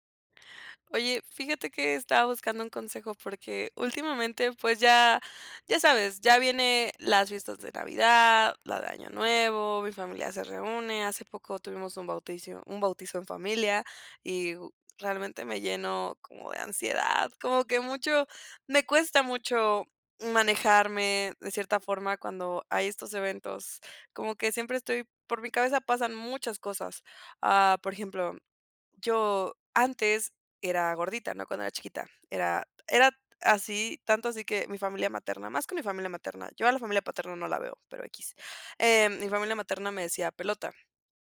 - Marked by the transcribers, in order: "bautizo" said as "bauticio"
- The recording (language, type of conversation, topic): Spanish, advice, ¿Cómo manejar la ansiedad antes de una fiesta o celebración?